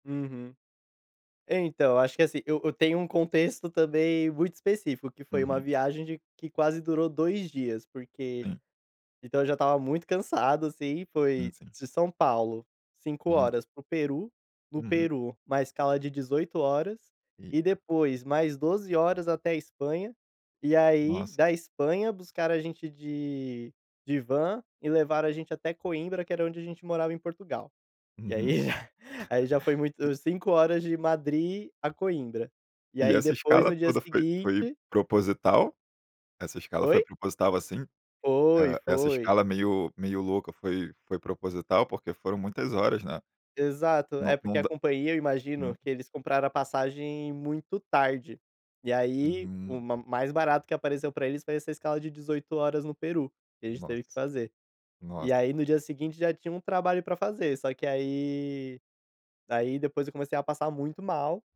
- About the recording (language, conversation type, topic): Portuguese, podcast, Você já passou por um perrengue grande e como conseguiu resolver?
- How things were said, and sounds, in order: laughing while speaking: "E aí"; chuckle; other noise